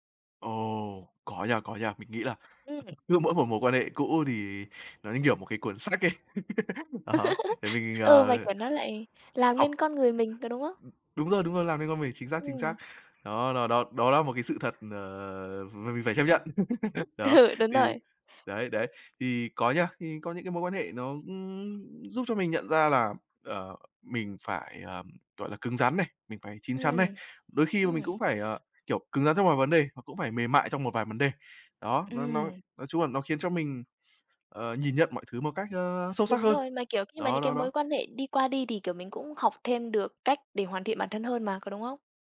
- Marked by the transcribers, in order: other background noise; laugh; laughing while speaking: "đó"; laugh; tapping; laugh; laughing while speaking: "Ừ"
- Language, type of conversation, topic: Vietnamese, podcast, Bạn quyết định như thế nào để biết một mối quan hệ nên tiếp tục hay nên kết thúc?